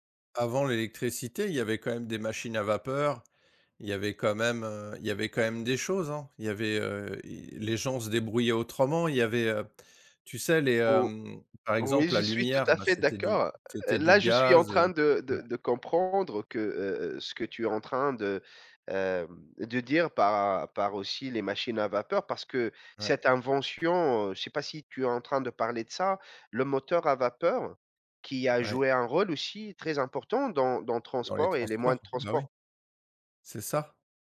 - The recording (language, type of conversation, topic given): French, unstructured, Quelle invention historique te semble la plus importante dans notre vie aujourd’hui ?
- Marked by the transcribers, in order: none